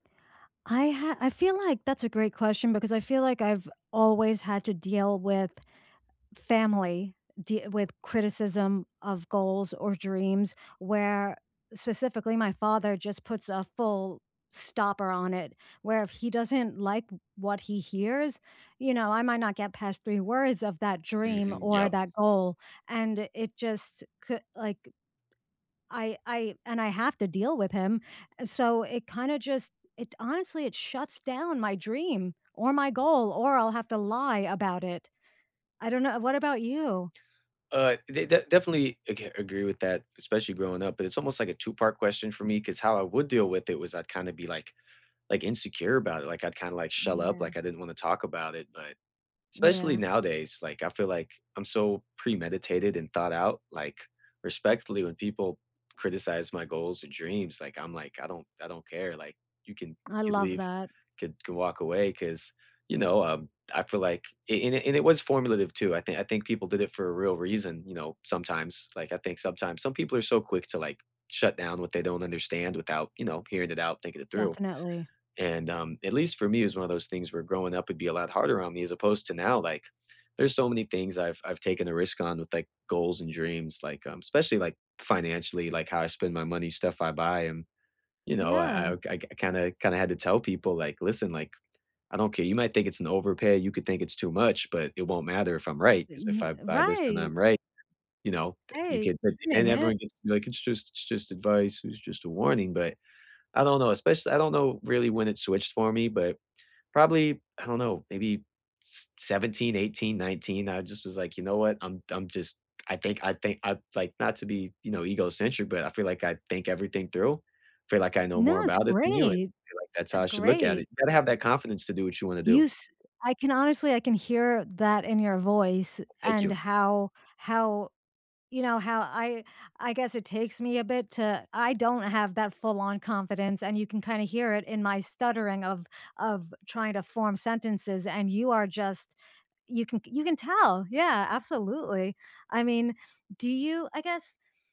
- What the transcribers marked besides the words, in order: tapping; other background noise
- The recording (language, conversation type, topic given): English, unstructured, How do you deal with people who criticize your goals or dreams?